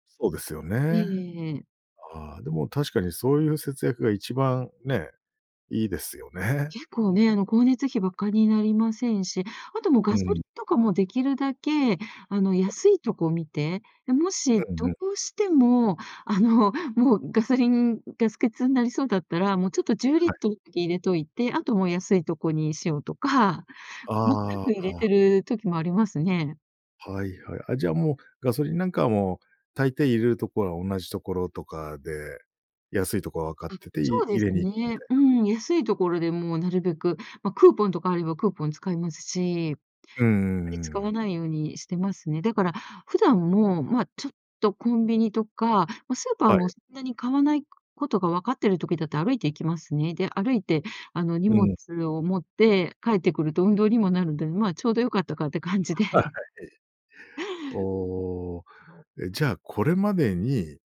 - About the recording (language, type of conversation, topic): Japanese, podcast, 今のうちに節約する派？それとも今楽しむ派？
- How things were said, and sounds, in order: chuckle; other noise; laughing while speaking: "あの"; laughing while speaking: "って感じで"; laughing while speaking: "はい"